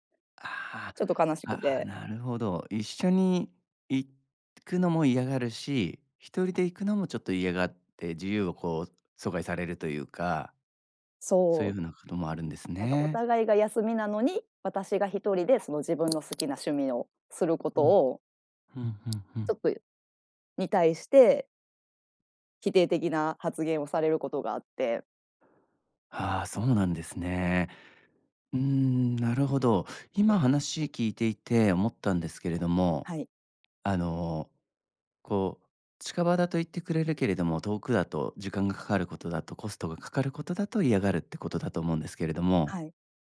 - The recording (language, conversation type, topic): Japanese, advice, 恋人に自分の趣味や価値観を受け入れてもらえないとき、どうすればいいですか？
- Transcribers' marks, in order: other background noise